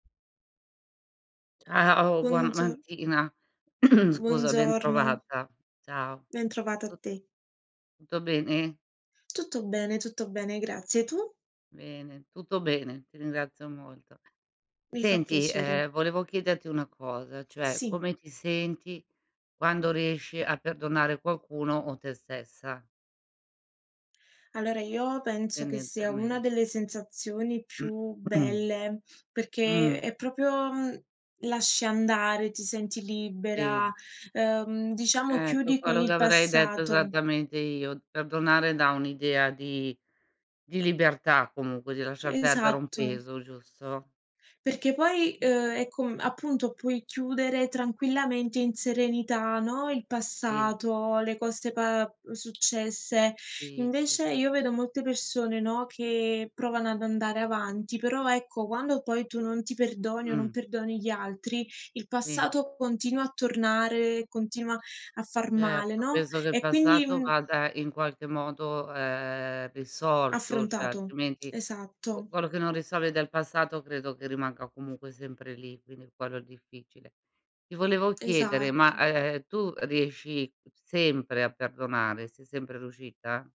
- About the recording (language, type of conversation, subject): Italian, unstructured, Come ti senti quando riesci a perdonare qualcuno o te stesso?
- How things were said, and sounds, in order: throat clearing; other background noise; tapping; throat clearing; "proprio" said as "propio"; "cioè" said as "ceh"; "quindi" said as "quini"